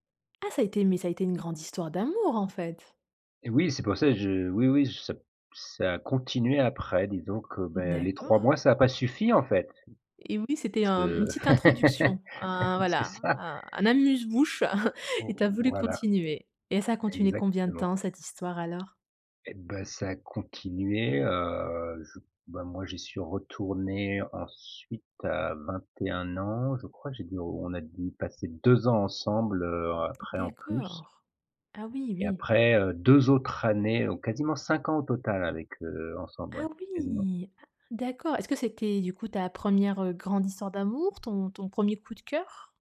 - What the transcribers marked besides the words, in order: tapping; other background noise; laugh; laughing while speaking: "c'est ça"
- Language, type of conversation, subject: French, podcast, Peux-tu raconter une rencontre imprévue qui a changé ton séjour ?